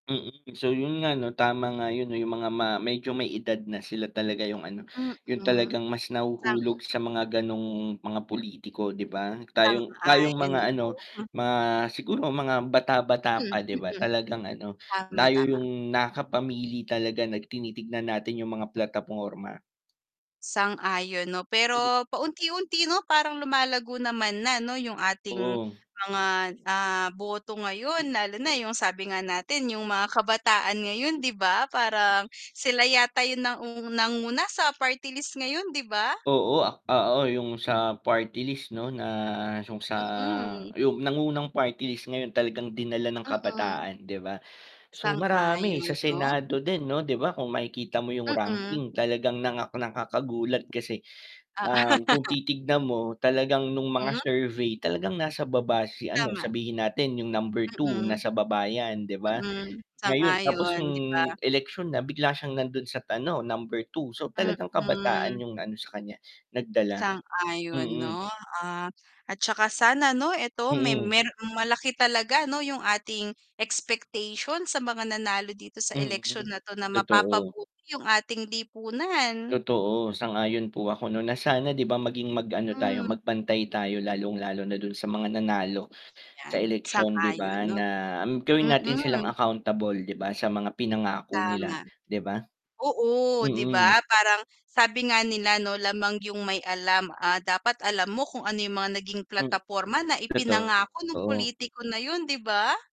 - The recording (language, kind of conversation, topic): Filipino, unstructured, Ano ang naramdaman mo tungkol sa mga nagdaang eleksyon?
- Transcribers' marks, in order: static; distorted speech; unintelligible speech; tapping; mechanical hum; laugh